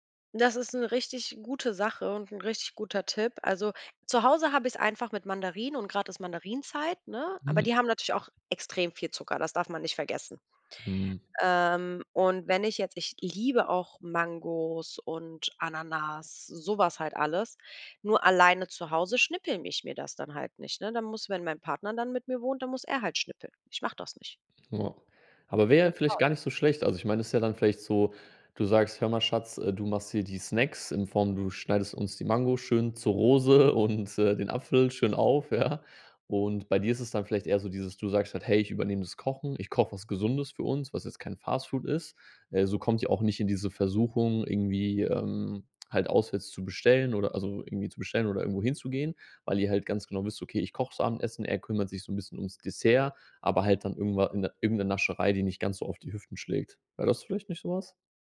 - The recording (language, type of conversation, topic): German, advice, Wie fühlt sich dein schlechtes Gewissen an, nachdem du Fastfood oder Süßigkeiten gegessen hast?
- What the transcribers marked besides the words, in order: laughing while speaking: "zur Rose und"; laughing while speaking: "ja?"